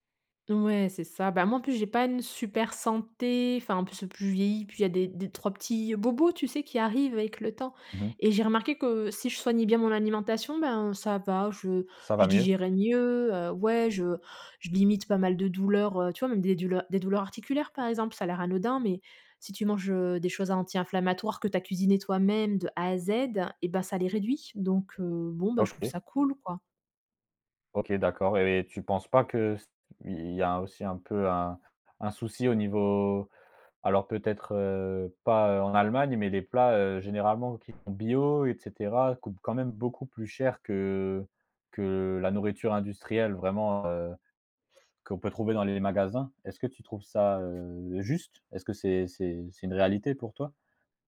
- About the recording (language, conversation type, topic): French, podcast, Comment t’organises-tu pour cuisiner quand tu as peu de temps ?
- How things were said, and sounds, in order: "douleurs" said as "duleurs"; tapping; stressed: "juste"